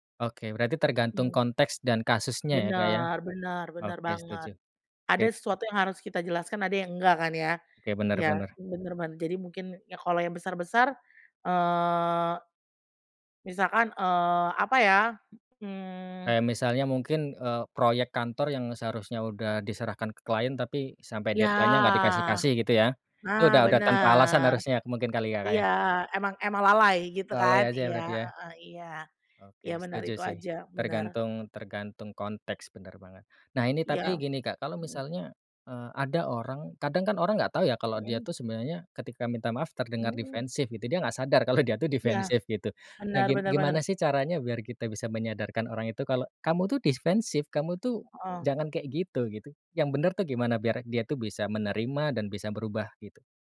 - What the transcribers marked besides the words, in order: tapping; other background noise; in English: "deadline-nya"; laughing while speaking: "kalau"
- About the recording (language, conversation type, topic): Indonesian, podcast, Bagaimana cara mengakui kesalahan tanpa terdengar defensif?
- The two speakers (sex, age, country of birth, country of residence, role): female, 30-34, Indonesia, Indonesia, guest; male, 30-34, Indonesia, Indonesia, host